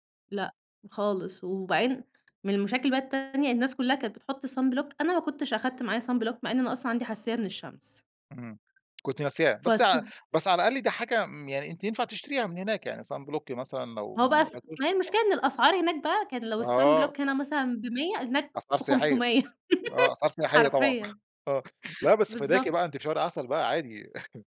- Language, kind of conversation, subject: Arabic, podcast, إيه أكتر غلطة اتعلمت منها وإنت مسافر؟
- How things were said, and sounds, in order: other background noise; in English: "sunblock"; in English: "sunblock"; tapping; in English: "sunblock"; unintelligible speech; unintelligible speech; in English: "الsunblock"; chuckle; laugh; laughing while speaking: "حرفيًا"; laugh; chuckle